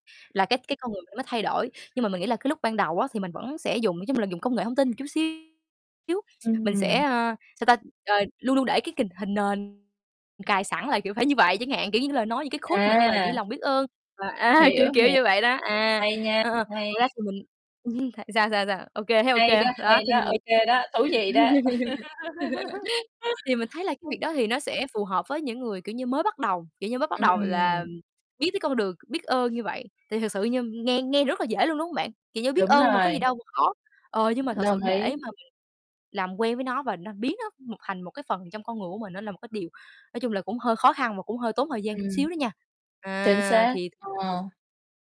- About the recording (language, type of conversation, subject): Vietnamese, unstructured, Tại sao bạn nghĩ lòng biết ơn lại quan trọng trong cuộc sống?
- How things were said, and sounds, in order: other background noise; distorted speech; unintelligible speech; "một" said as "ừn"; tapping; in English: "quote"; laugh; laugh; other noise; unintelligible speech